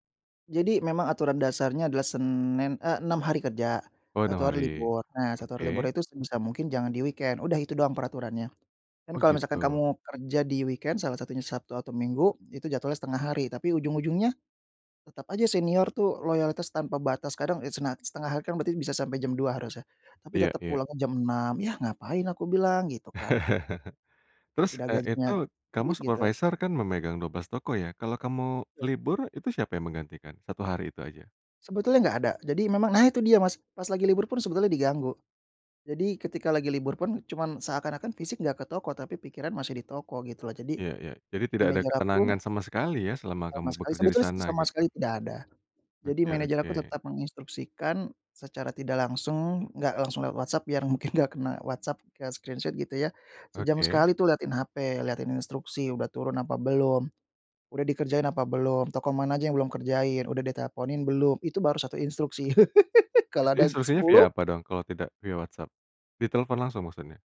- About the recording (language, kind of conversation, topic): Indonesian, podcast, Bagaimana kamu mempertimbangkan gaji dan kepuasan kerja?
- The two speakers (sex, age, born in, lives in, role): male, 30-34, Indonesia, Indonesia, guest; male, 35-39, Indonesia, Indonesia, host
- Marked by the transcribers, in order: in English: "weekend"; in English: "weekend"; chuckle; laughing while speaking: "mungkin"; in English: "screenshot"; other background noise; laugh